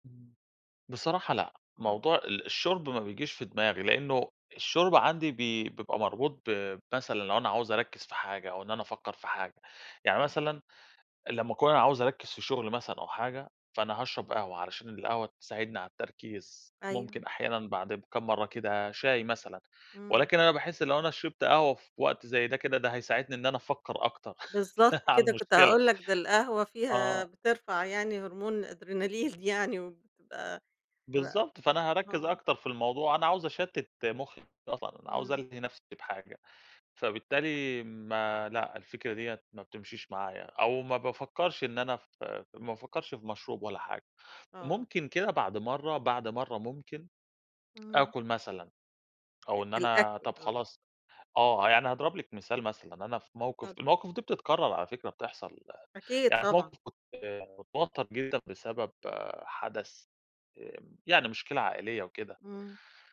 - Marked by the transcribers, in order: chuckle; laughing while speaking: "الأدرينالين يعني"; other background noise
- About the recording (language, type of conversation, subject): Arabic, podcast, إيه العادات اللي بتعملها عشان تقلّل التوتر؟